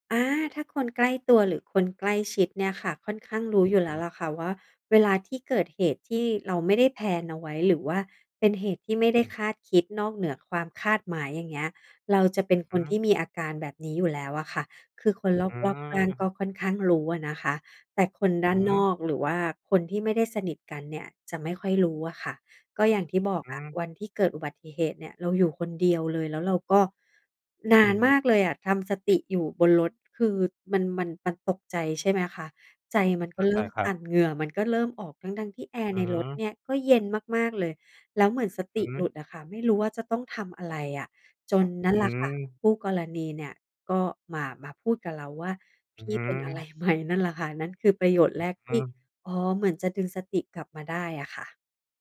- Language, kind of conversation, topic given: Thai, advice, ทำไมฉันถึงมีอาการใจสั่นและตื่นตระหนกในสถานการณ์ที่ไม่คาดคิด?
- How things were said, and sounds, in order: laughing while speaking: "ไหม ?"